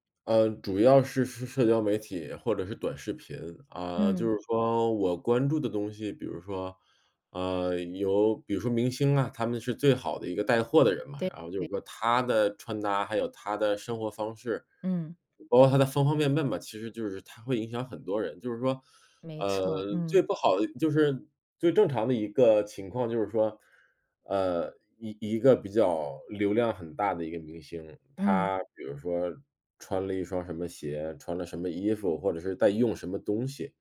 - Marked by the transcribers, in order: none
- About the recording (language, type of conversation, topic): Chinese, advice, 我总是挑不到合适的衣服怎么办？